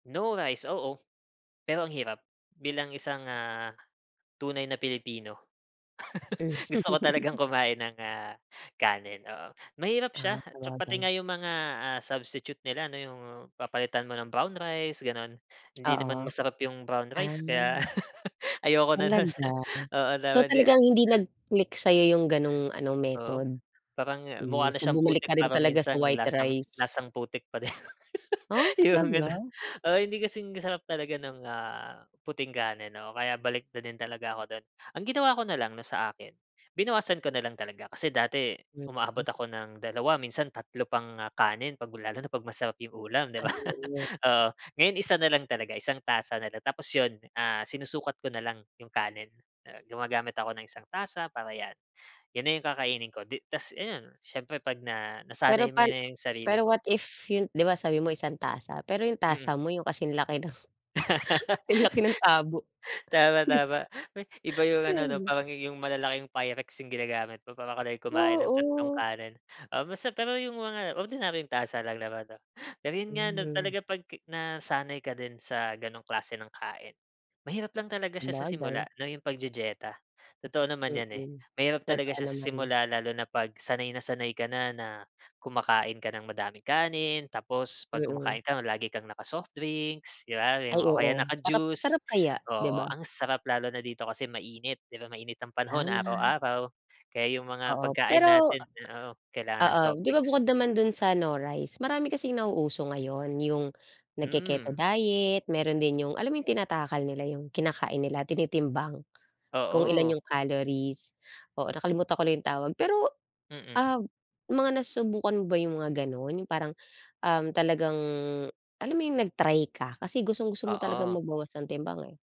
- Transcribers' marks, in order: laugh; laughing while speaking: "Gusto ko talagang"; laugh; in English: "substitute"; tapping; laugh; laughing while speaking: "na nu'n"; in English: "method?"; other background noise; laugh; laughing while speaking: "yung ganon"; tongue click; laugh; laugh; laughing while speaking: "ng, 'sinlaki ng tabo, dib"; chuckle
- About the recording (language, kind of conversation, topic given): Filipino, podcast, Ano ang maipapayo mo sa isang taong gustong bumaba ng timbang nang ligtas?